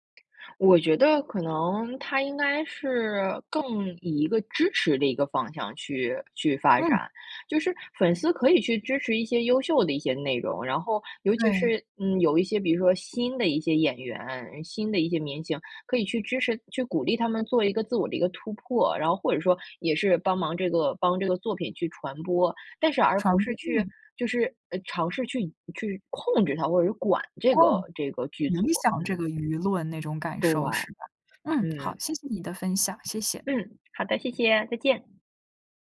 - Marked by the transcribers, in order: tapping; other background noise
- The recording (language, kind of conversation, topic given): Chinese, podcast, 粉丝文化对剧集推广的影响有多大？